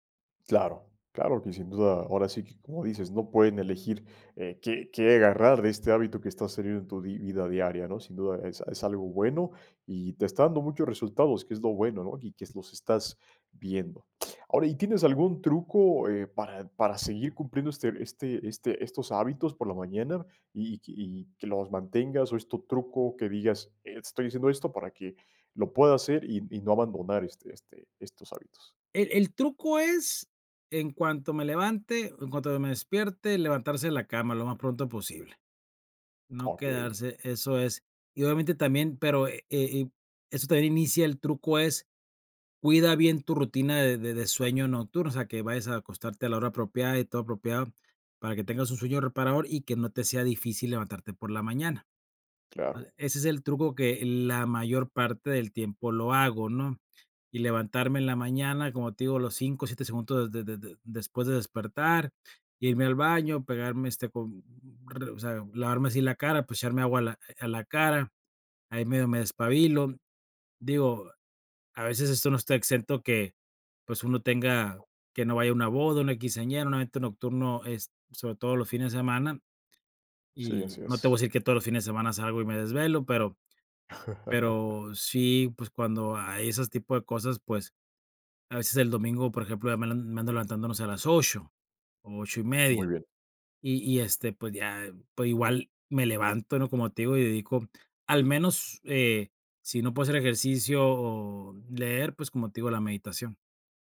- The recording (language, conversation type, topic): Spanish, podcast, ¿Qué hábito te ayuda a crecer cada día?
- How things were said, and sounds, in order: other noise; tapping; laugh